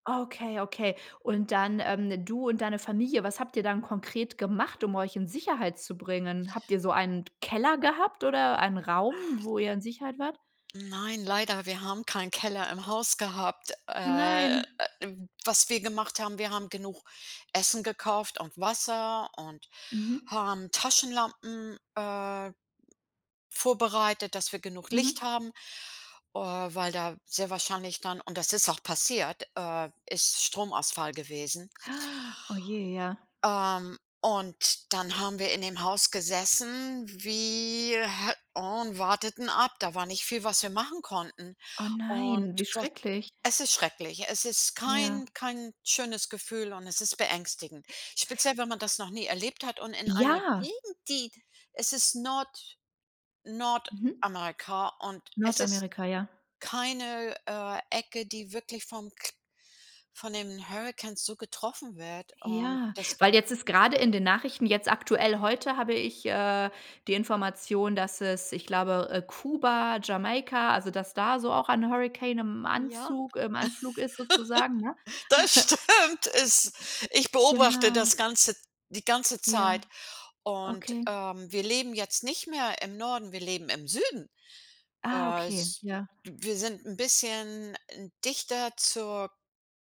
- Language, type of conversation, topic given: German, podcast, Wie bemerkst du den Klimawandel im Alltag?
- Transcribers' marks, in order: other background noise; gasp; drawn out: "wie"; surprised: "Oh, nein"; stressed: "Ja"; laugh; laughing while speaking: "das stimmt, es"; chuckle; stressed: "Süden"